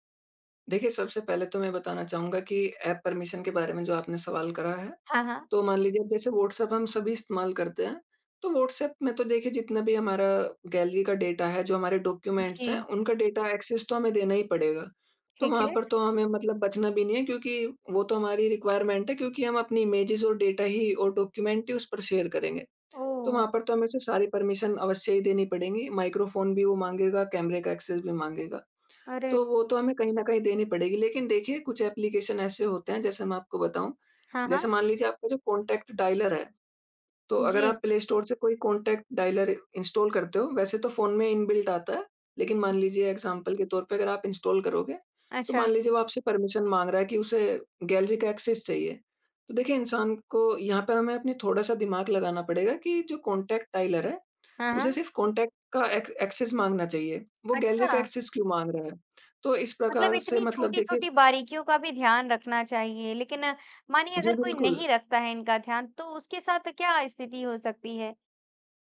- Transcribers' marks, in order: in English: "ऐप परमिशन"; in English: "गैलरी"; in English: "डेटा"; in English: "डॉक्यूमेंट्स"; in English: "डेटा एक्सेस"; in English: "रिक्वायरमेंट"; in English: "इमेजेस"; in English: "डेटा"; in English: "डॉक्यूमेंट"; in English: "शेयर"; in English: "परमिशन"; in English: "माइक्रोफ़ोन"; in English: "एक्सेस"; in English: "एप्लीकेशन"; tapping; in English: "कॉन्टैक्ट डायलर"; in English: "कॉन्टैक्ट डायलर इंस्टॉल"; in English: "इनबिल्ट"; in English: "एग्ज़ाम्पल"; in English: "इंस्टॉल"; in English: "परमिशन"; in English: "गैलरी"; in English: "एक्सेस"; in English: "कॉन्टैक्ट डायलर"; in English: "कॉन्टैक्ट"; in English: "एक एक्सेस"; in English: "गैलरी"; in English: "एक्सेस"
- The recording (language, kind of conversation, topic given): Hindi, podcast, ऑनलाइन निजता का ध्यान रखने के आपके तरीके क्या हैं?